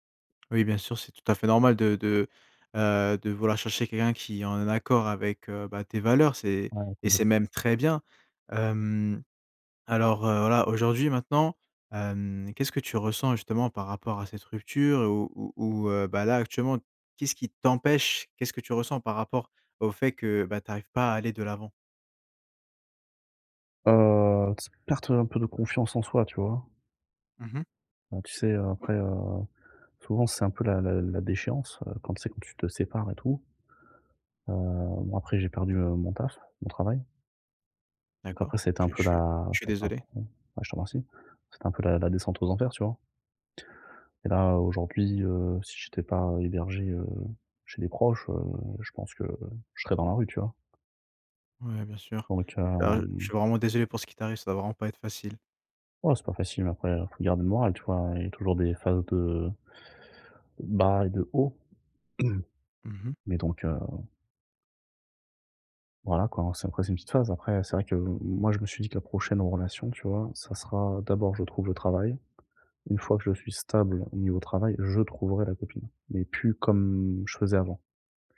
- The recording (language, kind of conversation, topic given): French, advice, Comment décrirais-tu ta rupture récente et pourquoi as-tu du mal à aller de l’avant ?
- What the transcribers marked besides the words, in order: stressed: "t'empêche"; other background noise; throat clearing; stressed: "je"